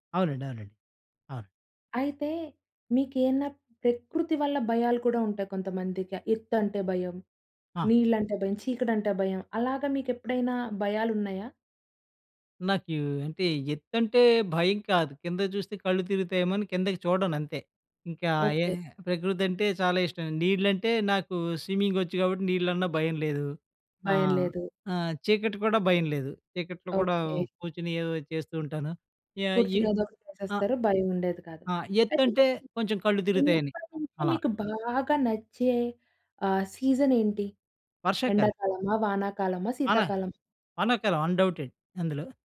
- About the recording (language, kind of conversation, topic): Telugu, podcast, ప్రకృతితో ముడిపడిన మీకు అత్యంత ప్రియమైన జ్ఞాపకం ఏది?
- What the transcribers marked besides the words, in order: in English: "స్విమ్మింగ్"; in English: "సీజన్"; in English: "అన్‌డౌటెడ్"